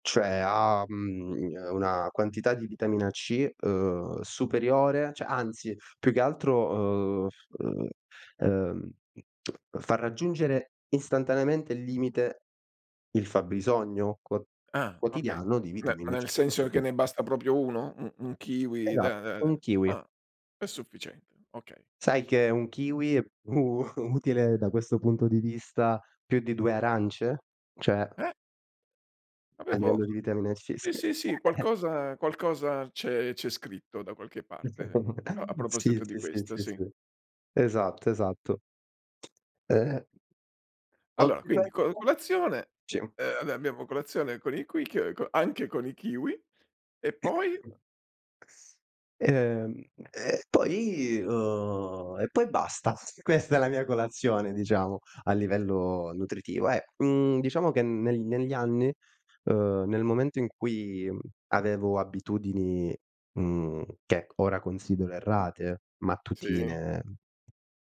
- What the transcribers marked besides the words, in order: "cioè" said as "ceh"; tongue click; unintelligible speech; sniff; laughing while speaking: "u utile"; "Cioè" said as "ceh"; chuckle; chuckle; other background noise; unintelligible speech; chuckle; teeth sucking; drawn out: "uhm"; laughing while speaking: "Questa è la mia colazione"; tapping
- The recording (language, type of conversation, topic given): Italian, podcast, Com’è davvero la tua routine mattutina?